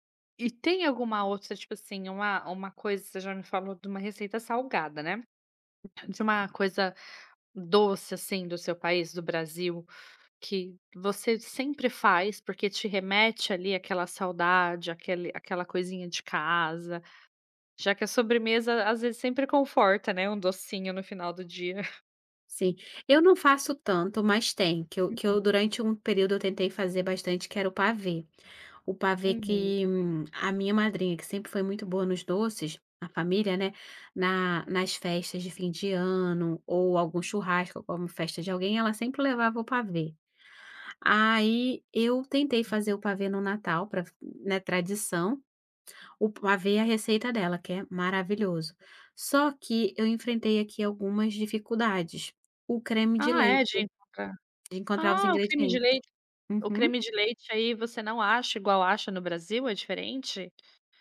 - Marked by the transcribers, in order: other background noise; tapping
- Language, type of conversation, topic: Portuguese, podcast, Que comida te conforta num dia ruim?